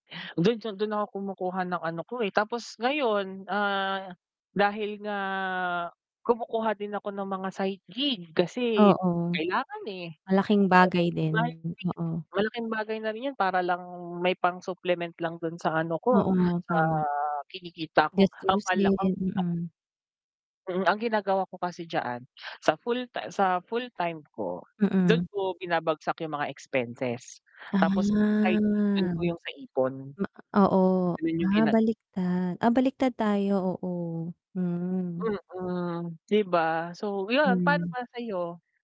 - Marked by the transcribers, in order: static; distorted speech; other background noise; unintelligible speech; tapping; mechanical hum; drawn out: "Ah"
- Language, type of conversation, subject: Filipino, unstructured, Paano ka nakakapag-ipon kahit maliit lang ang kita?